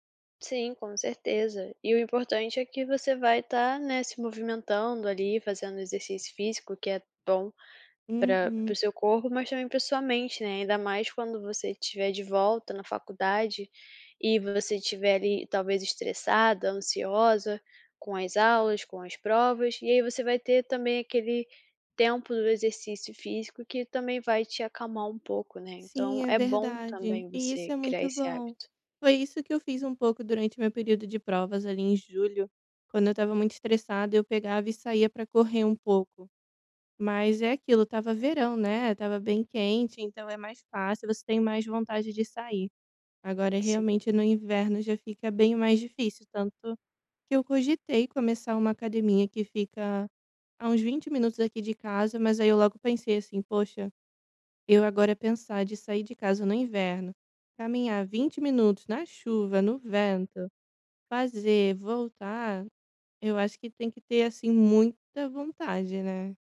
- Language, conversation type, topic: Portuguese, advice, Como posso manter um hábito regular de exercícios e priorizar a consistência em vez da intensidade?
- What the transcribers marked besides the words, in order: tapping